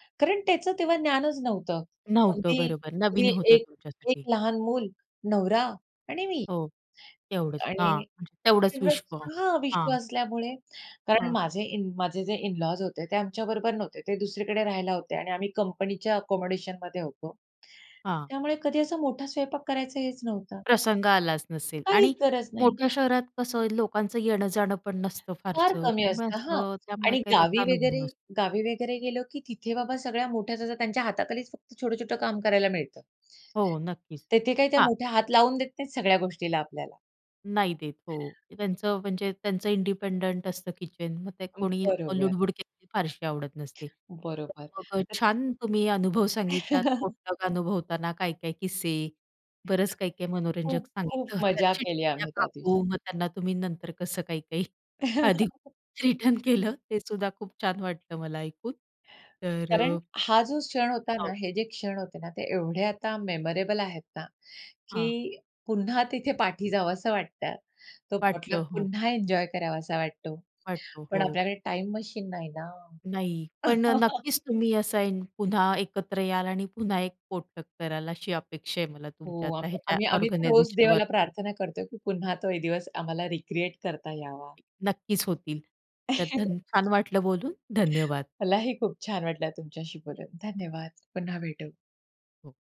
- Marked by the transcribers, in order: in English: "इन-लॉज्"; in English: "आकोमोडेशनमध्ये"; other background noise; unintelligible speech; chuckle; in English: "पोटलक"; laughing while speaking: "त्या चिडलेल्या काकू"; chuckle; laughing while speaking: "आधी खूप रिटर्न केलं तेसुद्धा खूप छान वाटलं मला ऐकून"; in English: "मेमोरेबल"; in English: "पोटलक"; put-on voice: "नाही ना"; chuckle; in English: "ऑर्गनायझेशनवरनं"; in English: "रीक्रिएट"; tapping; chuckle
- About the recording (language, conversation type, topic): Marathi, podcast, एकत्र जेवण किंवा पोटलकमध्ये घडलेला कोणता मजेशीर किस्सा तुम्हाला आठवतो?